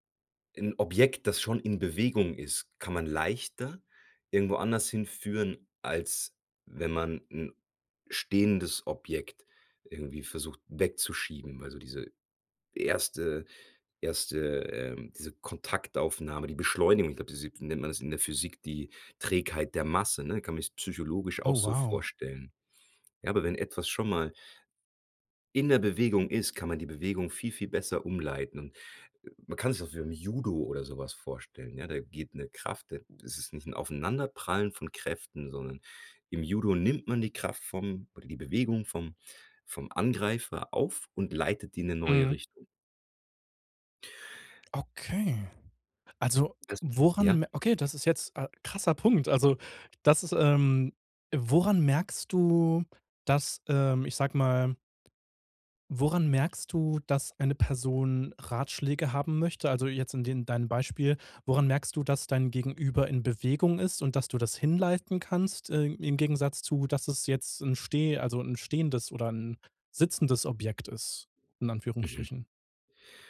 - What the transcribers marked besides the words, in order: surprised: "Oh wow"; surprised: "Okay"; unintelligible speech
- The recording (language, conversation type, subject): German, podcast, Wie zeigst du Empathie, ohne gleich Ratschläge zu geben?